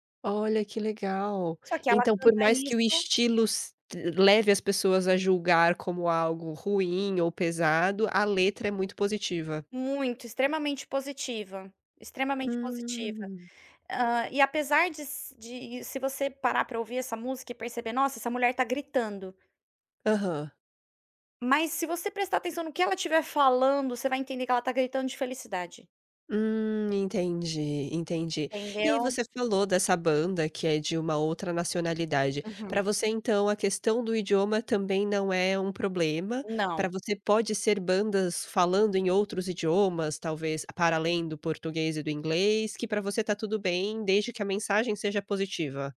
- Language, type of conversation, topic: Portuguese, podcast, Como você escolhe novas músicas para ouvir?
- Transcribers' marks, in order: other noise